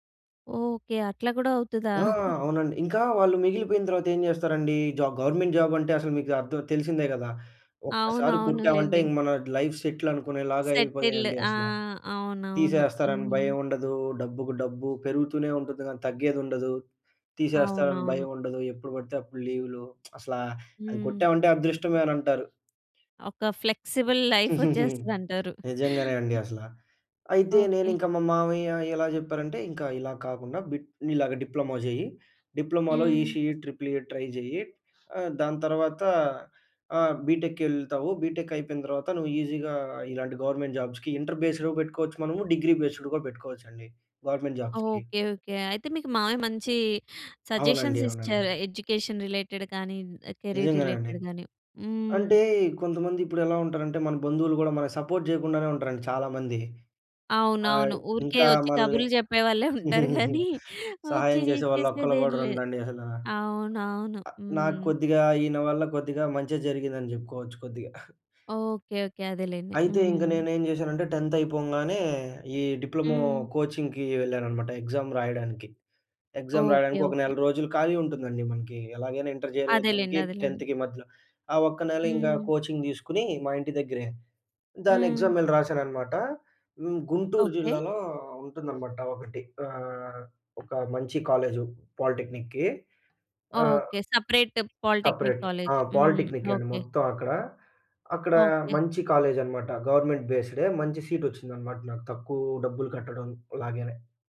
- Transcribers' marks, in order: giggle; in English: "జాబ్ గవర్నమెంట్ జాబ్"; in English: "లైఫ్ సెటిల్"; in English: "సెటిల్డ్"; tsk; in English: "ఫ్లెక్సిబుల్ లైఫ్"; chuckle; in English: "డిప్లొమా"; in English: "డిప్లొమా‌లో ఇసీఇ ట్రిపుల్ ఈ ట్రై"; in English: "బీటెక్‌కి"; in English: "బీటెక్"; in English: "గవర్నమెంట్ జాబ్స్‌కి ఇంటర్ బేస్డ్"; in English: "డిగ్రీ బేస్డ్"; in English: "గవర్నమెంట్ జాబ్స్‌కి"; in English: "సజెషన్స్"; in English: "ఎడ్యుకేషన్ రిలేటెడ్"; in English: "కేరియర్ రిలేటెడ్"; in English: "సపోర్ట్"; laughing while speaking: "కబుర్లు చెప్పేవాళ్ళే ఉంటారు గాని వచ్చి చేసేదేమి లేదు"; chuckle; other noise; in English: "టెన్త్"; in English: "డిప్లొమా కోచింగ్‌కి"; in English: "ఎగ్జామ్"; in English: "ఎగ్జామ్"; in English: "ఇంటర్"; in English: "టెన్త్‌కి"; in English: "కోచింగ్"; in English: "ఎగ్జామ్"; in English: "కాలేజ్ పాలిటెక్నిక్‌కి"; in English: "సెపరేట్ పాలిటెక్నిక్ కాలేజ్"; in English: "సెపరేట్"; in English: "కాలేజ్"; in English: "గవర్నమెంట్ బేస్డ్‌డే"; in English: "సీట్"
- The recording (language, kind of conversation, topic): Telugu, podcast, మీరు తీసుకున్న ఒక నిర్ణయం మీ జీవితాన్ని ఎలా మలచిందో చెప్పగలరా?